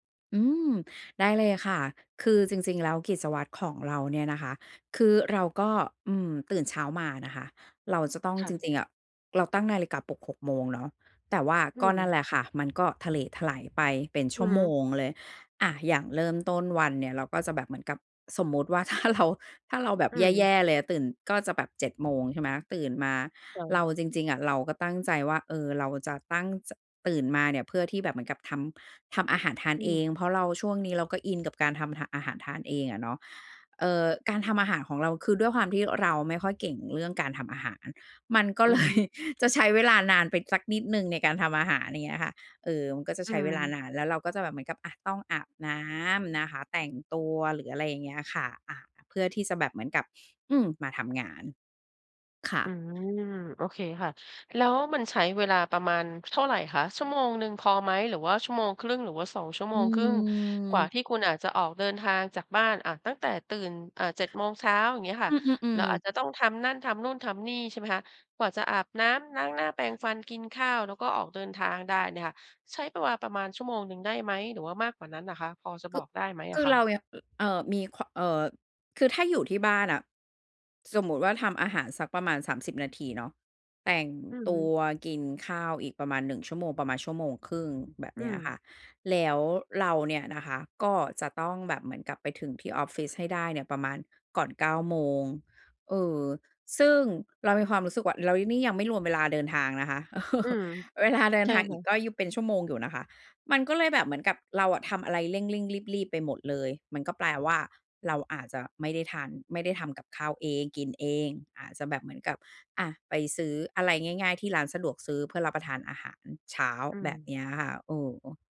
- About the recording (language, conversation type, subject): Thai, advice, จะเริ่มสร้างกิจวัตรตอนเช้าแบบง่าย ๆ ให้ทำได้สม่ำเสมอควรเริ่มอย่างไร?
- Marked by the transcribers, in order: tapping; laughing while speaking: "ถ้าเรา"; unintelligible speech; laughing while speaking: "เลย"; drawn out: "อืม"; drawn out: "อือ"; other background noise; "เวลา" said as "ปะวา"; other noise; laughing while speaking: "เออ"; unintelligible speech